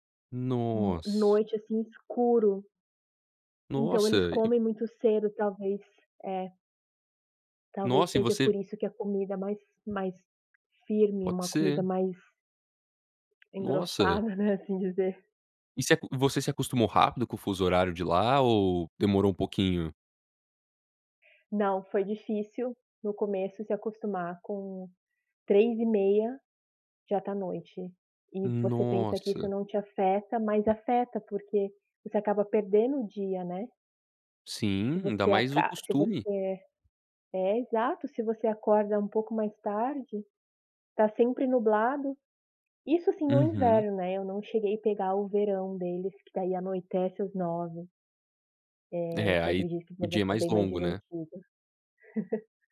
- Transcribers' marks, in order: tapping; laugh
- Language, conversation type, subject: Portuguese, podcast, Tem alguma comida de viagem que te marcou pra sempre?